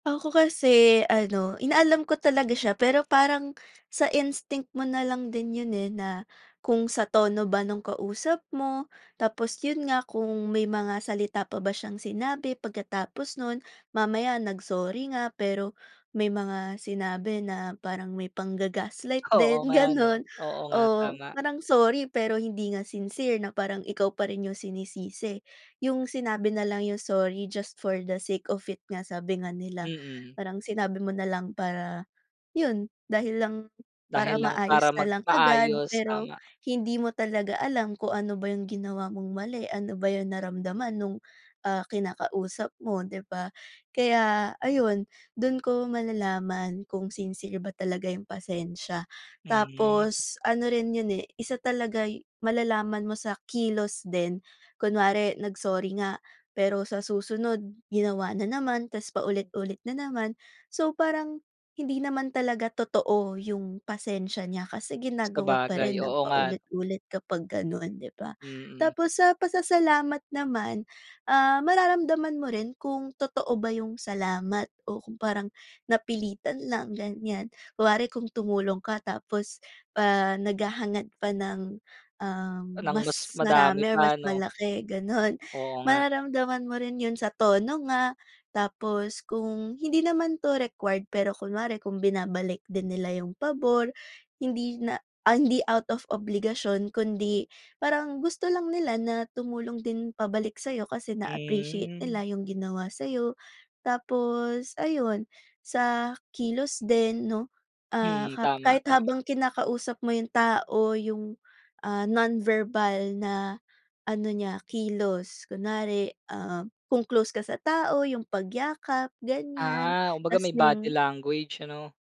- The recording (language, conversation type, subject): Filipino, podcast, Ano ang papel ng mga simpleng salitang tulad ng “salamat” at “pasensya” sa pagbuo at pagpapanatili ng pagtitiwala?
- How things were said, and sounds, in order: gasp; in English: "pangga-gaslight"; joyful: "Oo nga, 'no?"; laughing while speaking: "gano'n"; in English: "sincere"; in English: "just for the sake of it"; gasp; in English: "sincere"; gasp; laughing while speaking: "gano'n"; gasp; in English: "na-appreciate"